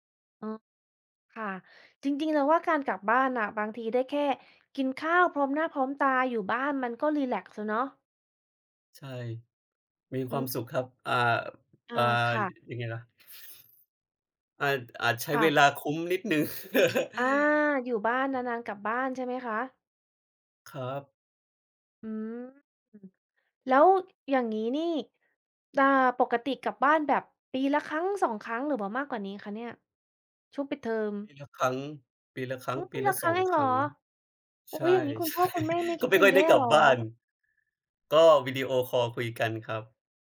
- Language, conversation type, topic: Thai, unstructured, กิจกรรมอะไรที่คุณชอบทำกับเพื่อนหรือครอบครัวมากที่สุด?
- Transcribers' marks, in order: other background noise; tapping; laugh; surprised: "โอ้ ปีละครั้งเองเหรอ ?"; laughing while speaking: "ใช่"